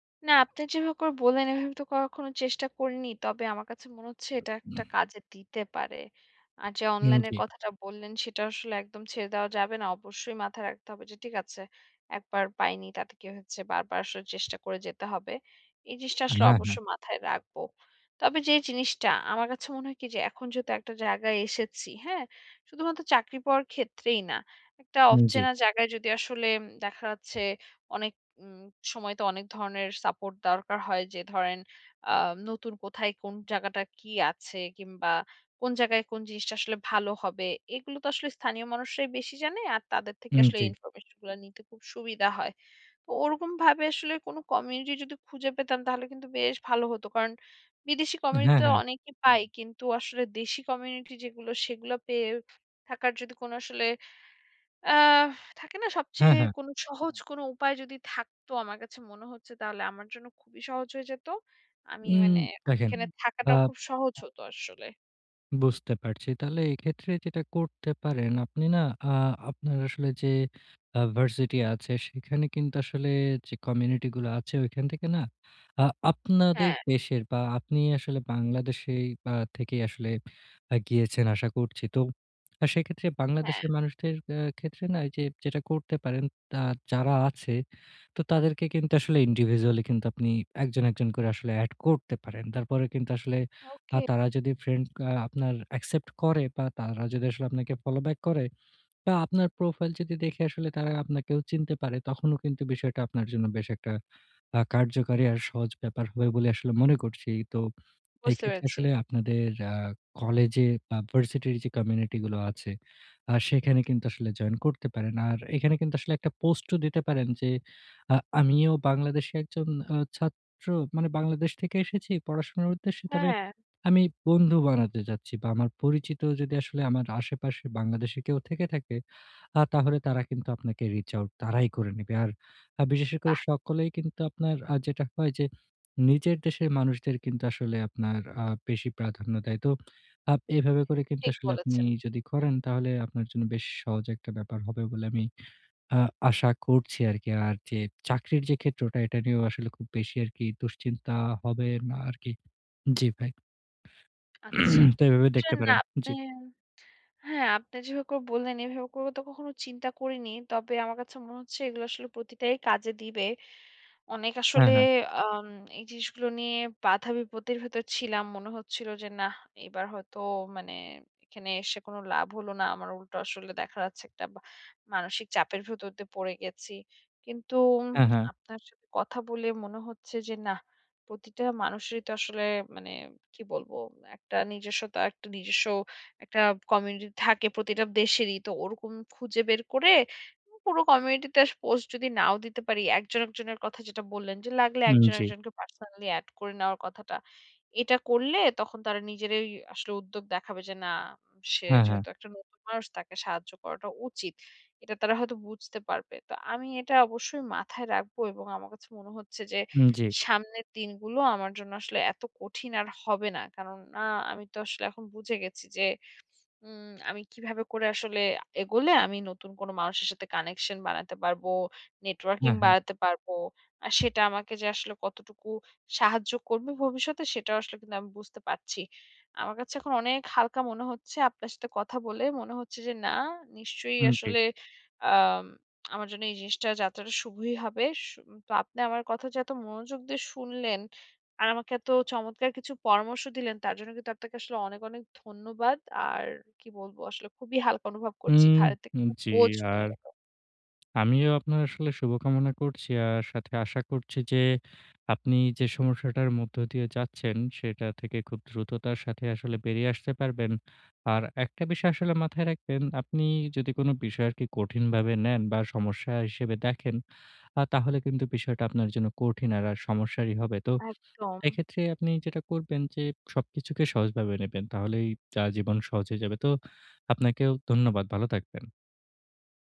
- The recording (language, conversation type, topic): Bengali, advice, নতুন জায়গায় কীভাবে স্থানীয় সহায়তা-সমর্থনের নেটওয়ার্ক গড়ে তুলতে পারি?
- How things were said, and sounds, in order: throat clearing; tapping; other background noise; in English: "indivisually"; "ওকে" said as "ওউকে"; in English: "reach out"; throat clearing; unintelligible speech; "বোঝা" said as "বোঝ"; "ভালো" said as "বালো"